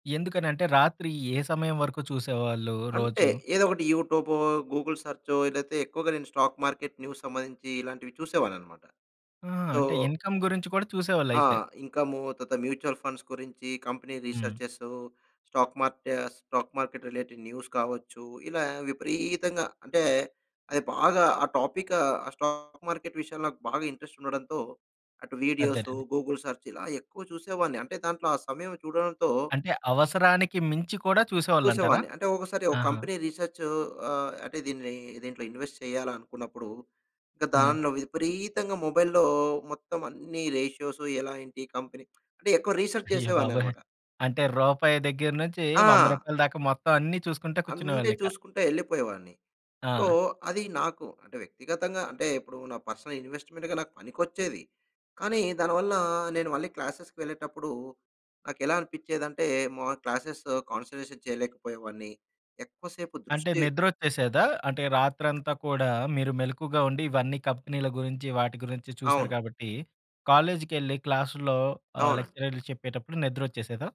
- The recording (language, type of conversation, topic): Telugu, podcast, రాత్రి ఫోన్ వాడటం మీ నిద్రను ఎలా ప్రభావితం చేస్తుంది?
- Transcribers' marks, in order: in English: "గూగుల్"; in English: "స్టాక్ మార్కెట్ న్యూస్"; in English: "ఇన్కమ్"; in English: "సో"; in English: "ఇన్కం"; in English: "మ్యూచుల్ ఫండ్స్"; in English: "కంపెనీ"; in English: "స్టాక్"; in English: "స్టాక్ మార్కెట్ రిలేటెడ్ న్యూస్"; in English: "స్టాక్ మార్కెట్"; in English: "ఇంట్రెస్ట్"; in English: "వీడియోస్, గూగుల్ సెర్చ్"; in English: "కంపెనీ రిసెర్చ్"; in English: "ఇన్వెస్ట్"; in English: "మొబైల్‌లో"; in English: "రేషియోస్"; in English: "కంపెనీ"; other background noise; in English: "రిసర్చ్"; in English: "సో"; in English: "పర్సనల్ ఇన్వెస్ట్మెంట్‌గా"; in English: "క్లాస్సెస్‌కి"; in English: "క్లాస్సెస్ కాన్సంట్రేషన్"; in English: "కంపెనీల"